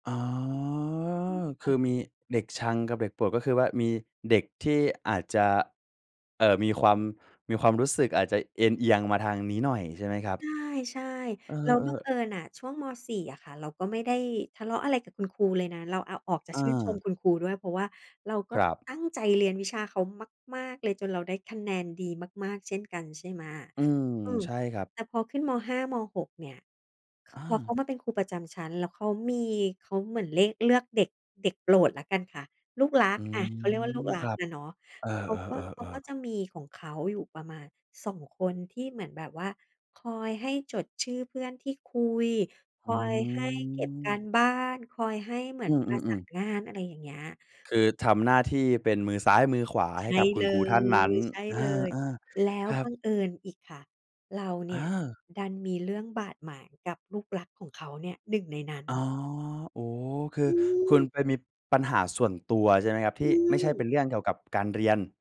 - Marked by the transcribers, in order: other noise
- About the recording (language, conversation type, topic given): Thai, podcast, มีครูคนไหนที่คุณยังจำได้อยู่ไหม และเพราะอะไร?